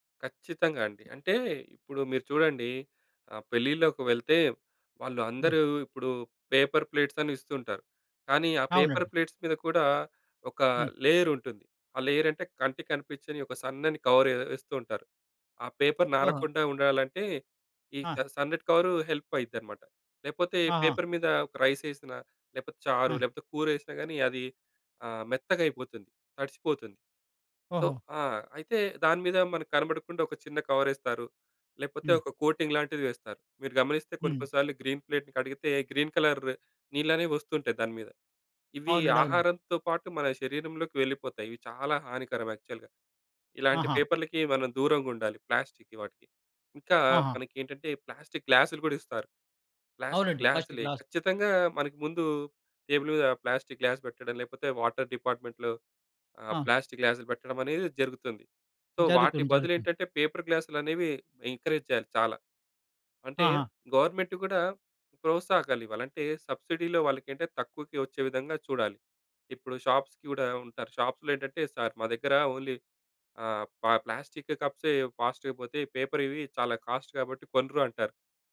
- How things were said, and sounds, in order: other background noise; in English: "పేపర్"; in English: "పేపర్ ప్లేట్స్"; in English: "లేయర్"; in English: "లేయర్"; in English: "కవర్"; in English: "పేపర్"; in English: "హెల్ప్"; in English: "పేపర్"; in English: "రైస్"; in English: "సో"; in English: "కోటింగ్"; in English: "గ్రీన్ ప్లేట్‌ని"; in English: "గ్రీన్ కలర్"; in English: "యాక్చువల్‌గా"; in English: "ఫస్ట్ గ్లాస్"; in English: "టేబుల్"; in English: "ప్లాస్టిక్ గ్లాస్"; in English: "వాటర్ డిపార్ట్మెంట్‌లో"; in English: "సో"; in English: "పేపర్"; in English: "ఎంకరేజ్"; in English: "గవర్నమెంట్"; in English: "సబ్సిడీలో"; in English: "షాప్స్‌కి"; in English: "షాప్స్‌లో"; in English: "ఓన్లీ"; in English: "ఫాస్ట్‌గా"; in English: "పేపర్‌వి"; in English: "కాస్ట్"
- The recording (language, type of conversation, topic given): Telugu, podcast, ప్లాస్టిక్ వాడకాన్ని తగ్గించడానికి మనం ఎలా మొదలుపెట్టాలి?